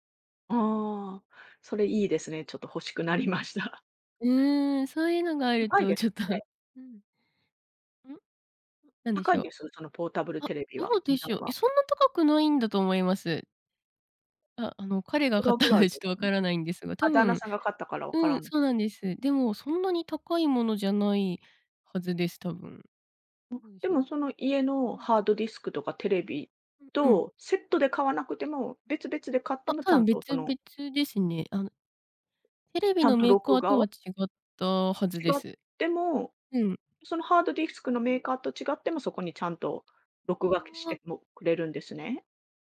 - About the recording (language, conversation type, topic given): Japanese, podcast, お風呂でリラックスする方法は何ですか？
- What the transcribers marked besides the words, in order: tapping; unintelligible speech